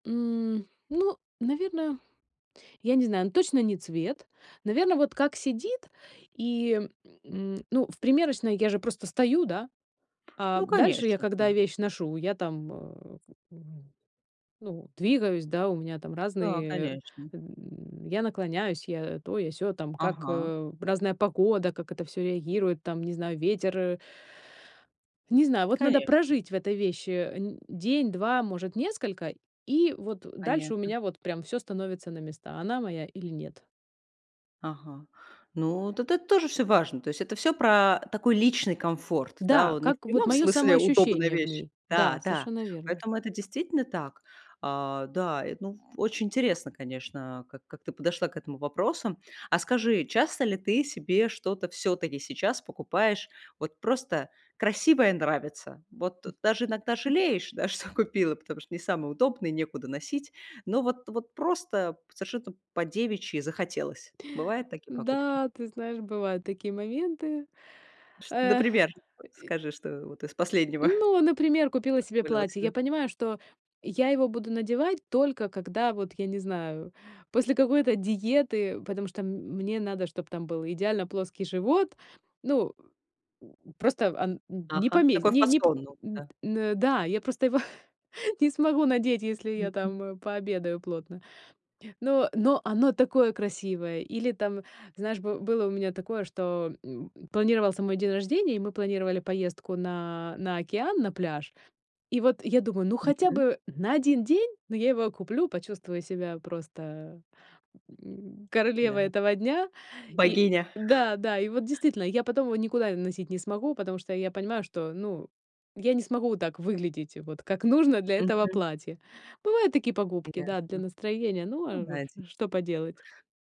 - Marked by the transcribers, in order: drawn out: "М"; other background noise; laughing while speaking: "да, что купила"; tapping; chuckle
- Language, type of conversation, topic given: Russian, podcast, Что для тебя важнее: комфорт или стиль?